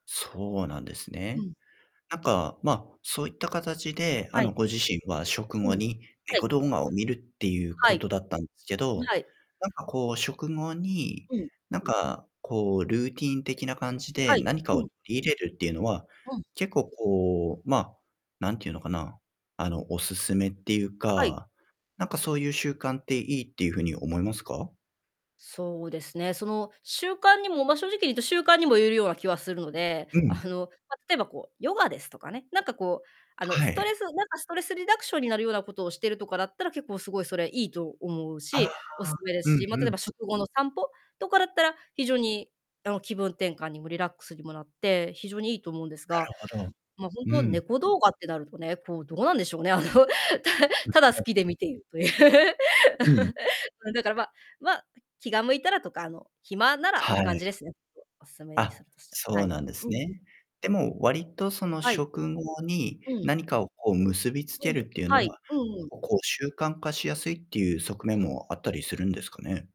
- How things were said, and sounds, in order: distorted speech; in English: "ストレスリダクション"; laughing while speaking: "しょうね、あの、た"; unintelligible speech; tapping; laugh
- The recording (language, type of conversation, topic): Japanese, podcast, 食後に必ずすることはありますか？